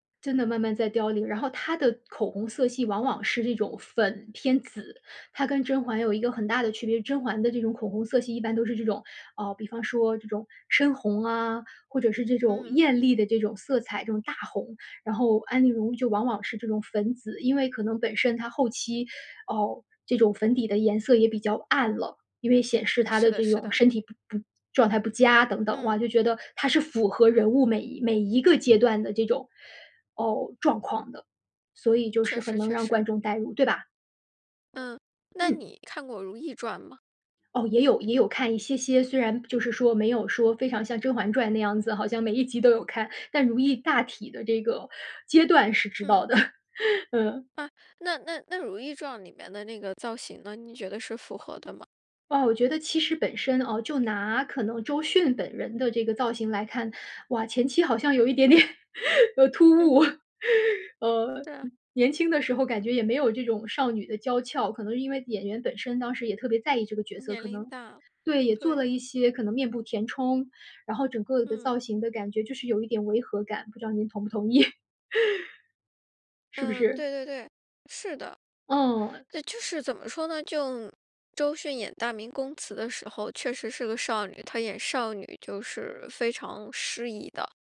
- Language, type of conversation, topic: Chinese, podcast, 你对哪部电影或电视剧的造型印象最深刻？
- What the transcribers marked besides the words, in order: laugh; laugh; laughing while speaking: "意"; laugh